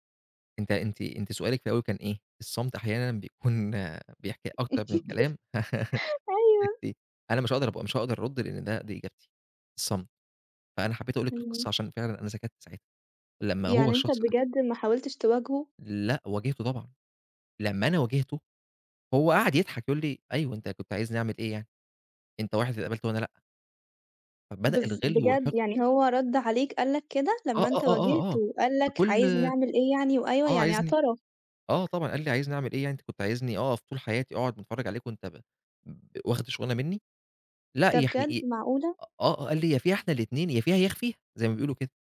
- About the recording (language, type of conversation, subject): Arabic, podcast, ليه السكوت ساعات بيقول أكتر من الكلام؟
- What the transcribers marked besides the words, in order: laugh; unintelligible speech